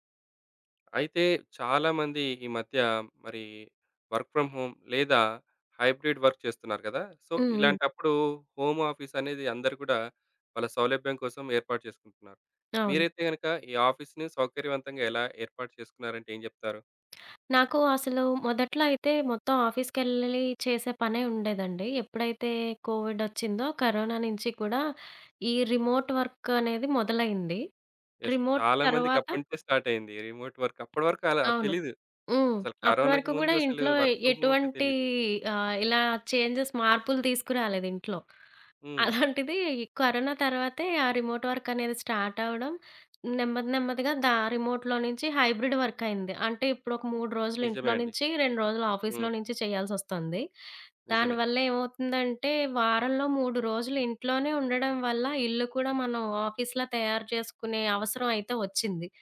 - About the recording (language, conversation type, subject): Telugu, podcast, హోమ్ ఆఫీస్‌ను సౌకర్యవంతంగా ఎలా ఏర్పాటు చేయాలి?
- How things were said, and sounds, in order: tapping; other background noise; in English: "వర్క్ ఫ్రమ్ హోమ్"; in English: "హైబ్రిడ్ వర్క్"; in English: "సో"; in English: "ఆఫీస్‌ని"; in English: "ఆఫీస్‌కెళ్లలి"; in English: "రిమోట్"; in English: "యెస్"; in English: "రిమోట్"; in English: "రిమోట్ వర్క్"; in English: "వర్క్ ఫ్రమ్ హోమ్"; in English: "చేంజెస్"; in English: "రిమోట్"; in English: "రిమోట్‌లో"; in English: "హైబ్రిడ్"; in English: "ఆఫీస్‌లో"; in English: "ఆఫీస్‌లా"